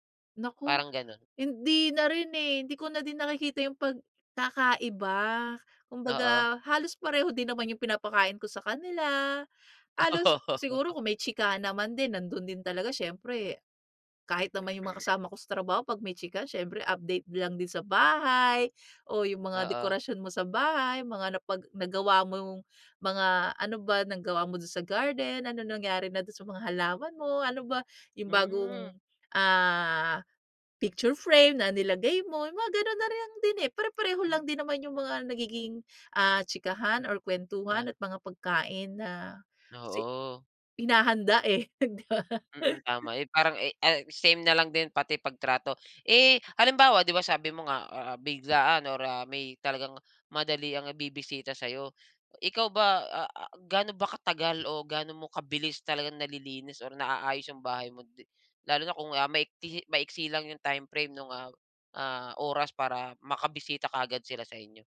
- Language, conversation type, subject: Filipino, podcast, Paano ninyo inihahanda ang bahay kapag may biglaang bisita?
- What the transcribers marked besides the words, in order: laughing while speaking: "Oo"; throat clearing; gasp; gasp; gasp; gasp; gasp; unintelligible speech; laugh; gasp; gasp